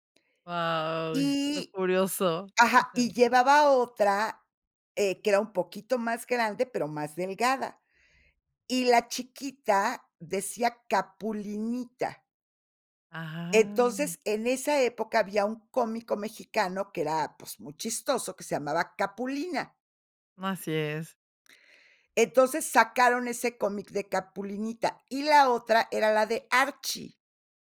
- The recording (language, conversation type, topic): Spanish, podcast, ¿Qué objeto físico, como un casete o una revista, significó mucho para ti?
- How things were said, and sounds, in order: chuckle